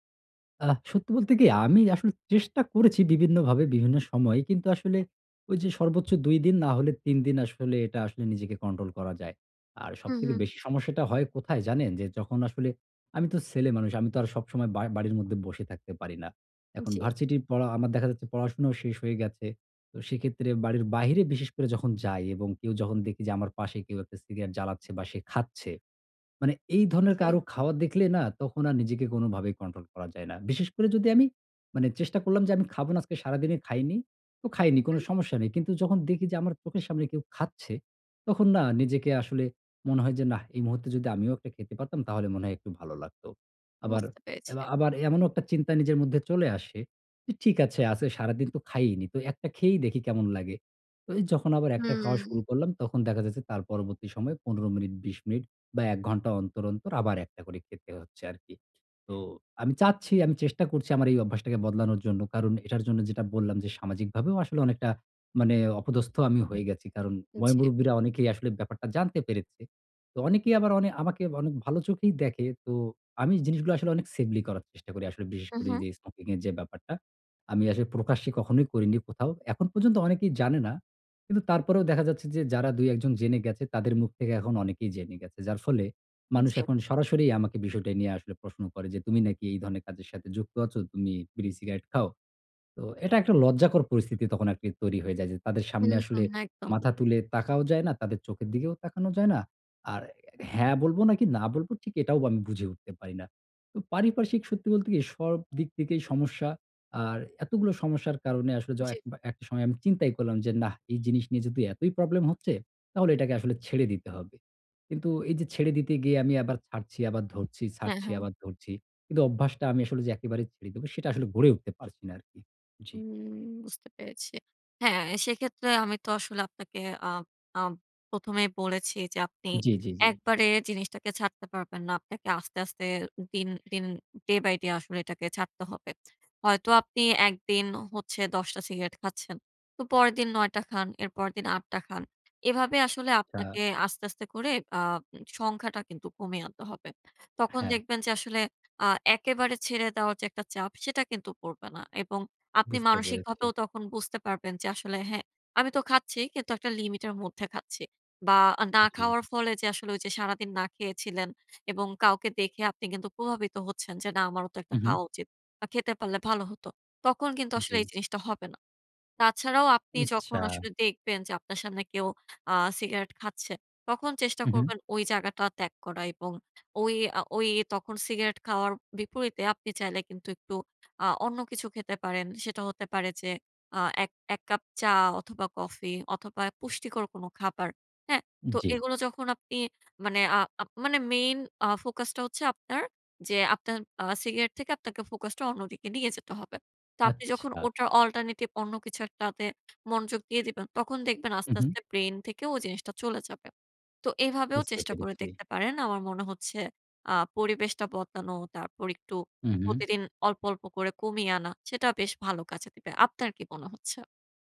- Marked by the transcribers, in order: "varsity র" said as "ভারচিটির"; other background noise; in English: "সেভলি"; "safely" said as "সেভলি"; in English: "smoking"; tapping; in English: "day by day"; lip smack; "জায়গাটা" said as "জাগাটা"; "মানে" said as "মানি"; in English: "main focus"; in English: "focus"; in English: "alternative"
- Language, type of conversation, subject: Bengali, advice, আমি কীভাবে দীর্ঘমেয়াদে পুরোনো খারাপ অভ্যাস বদলাতে পারি?
- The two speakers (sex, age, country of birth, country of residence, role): female, 55-59, Bangladesh, Bangladesh, advisor; male, 35-39, Bangladesh, Bangladesh, user